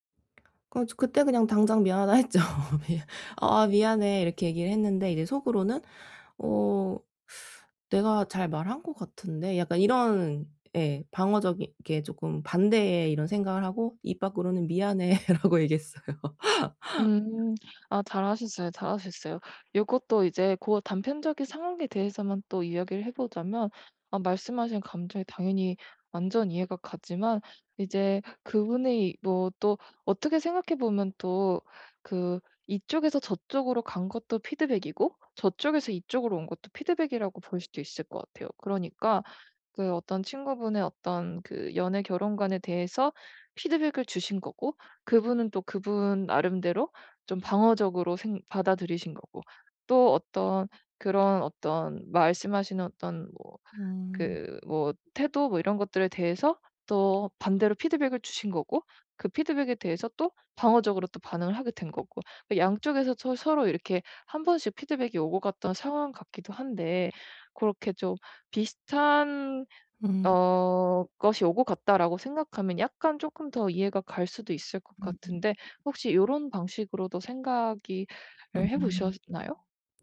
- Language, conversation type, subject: Korean, advice, 피드백을 받을 때 방어적이지 않게 수용하는 방법
- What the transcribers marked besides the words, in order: other background noise; laughing while speaking: "했죠. 미"; teeth sucking; laughing while speaking: "미안해.라고 얘기했어요"; tapping